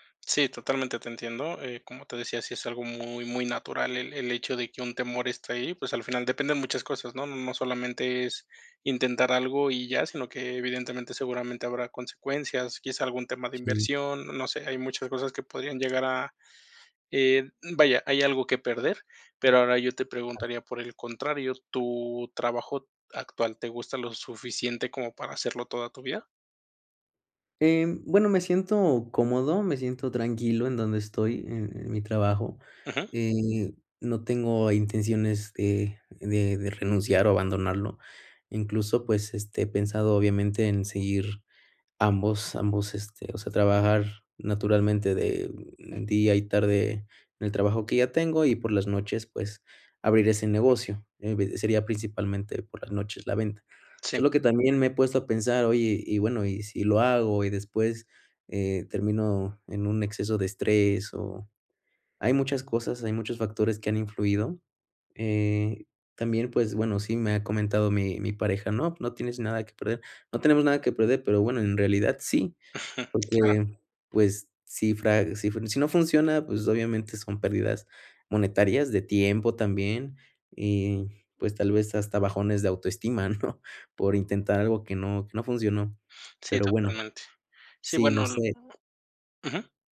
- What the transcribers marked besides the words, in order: other noise; tapping; chuckle; other background noise
- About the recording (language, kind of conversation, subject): Spanish, advice, ¿Cómo puedo dejar de procrastinar constantemente en una meta importante?